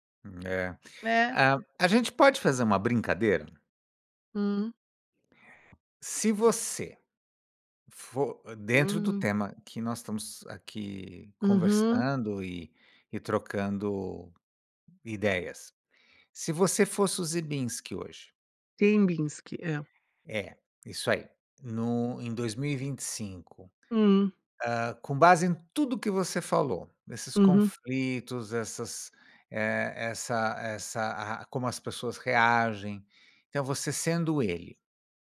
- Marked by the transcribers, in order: none
- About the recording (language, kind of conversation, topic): Portuguese, podcast, Como lidar com interpretações diferentes de uma mesma frase?